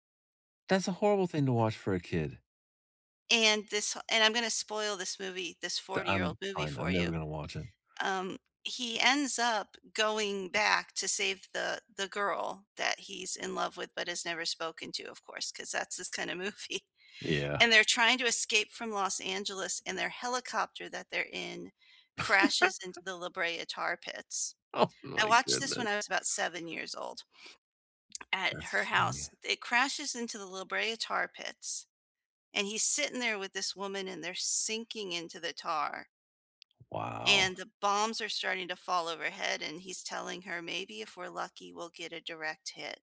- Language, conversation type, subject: English, unstructured, What childhood memory still upsets you today?
- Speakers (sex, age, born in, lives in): female, 45-49, United States, United States; male, 55-59, United States, United States
- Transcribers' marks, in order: other background noise; laughing while speaking: "movie"; laugh; laughing while speaking: "Oh"; tapping